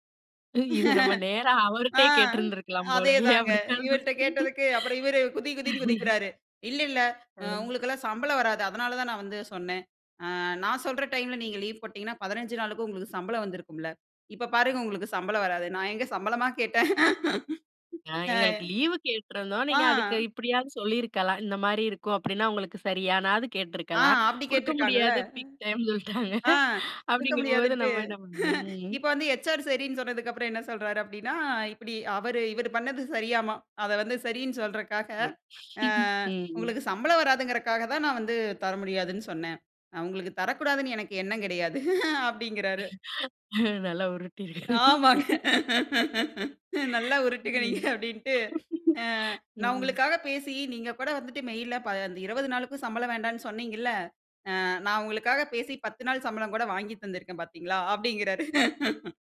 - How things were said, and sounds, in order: laughing while speaking: "இது நம்ம நேரா அவர்ட்டயே கேட்டுருந்திருக்கலாம் போலயே"; laughing while speaking: "ஆ அதேதாங்க இவர்ட்ட கேட்டதுக்கு அப்புறம் இவர் குதி, குதின்னு குதிக்கிறாரு"; unintelligible speech; other noise; laugh; tapping; in English: "பீக் டைம்"; laughing while speaking: "சொல்லிட்டாங்க அப்டிங்கும்போது நம்ம என்ன? ம்"; chuckle; unintelligible speech; unintelligible speech; chuckle; chuckle; laughing while speaking: "நல்லா உருட்டி இருக்காரு"; laugh; laughing while speaking: "நல்லா உருட்டுங்க நீங்க அப்டின்ட்டு"; laughing while speaking: "ம். ம்"; laugh
- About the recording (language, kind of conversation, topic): Tamil, podcast, பணிமேலாளர் கடுமையாக விமர்சித்தால் நீங்கள் எப்படி பதிலளிப்பீர்கள்?